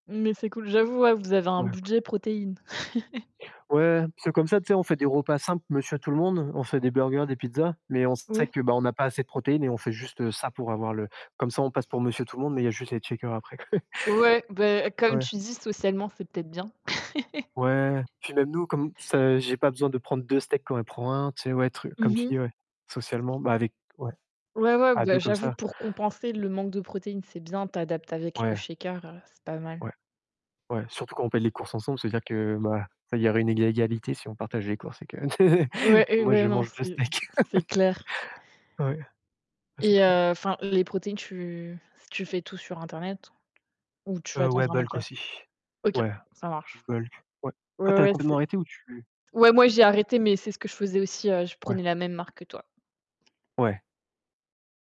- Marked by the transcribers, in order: chuckle; distorted speech; chuckle; chuckle; chuckle; laugh; tapping
- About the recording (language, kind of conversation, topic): French, unstructured, Comment restes-tu motivé pour faire du sport régulièrement ?
- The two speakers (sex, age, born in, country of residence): female, 25-29, France, France; male, 30-34, France, France